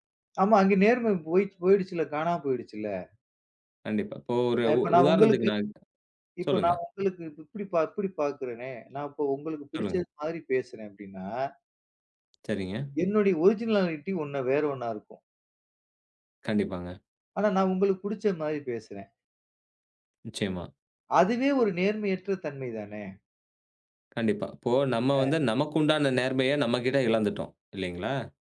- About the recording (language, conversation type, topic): Tamil, podcast, நேர்மை நம்பிக்கையை உருவாக்குவதில் எவ்வளவு முக்கியம்?
- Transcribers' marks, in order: unintelligible speech; in English: "ஒர்ஜினால்டி"